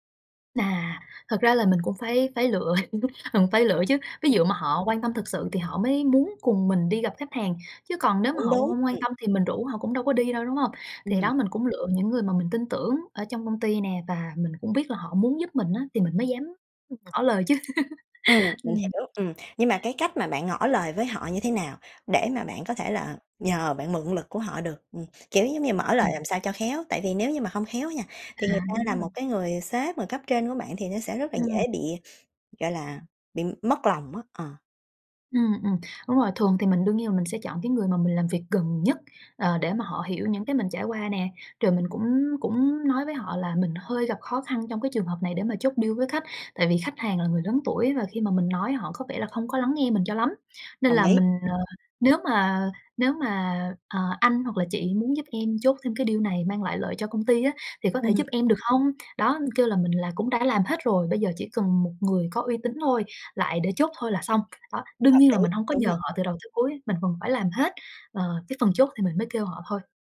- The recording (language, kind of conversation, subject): Vietnamese, podcast, Bạn bắt chuyện với người lạ ở sự kiện kết nối như thế nào?
- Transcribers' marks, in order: laugh; tapping; laugh; other background noise; in English: "deal"; in English: "deal"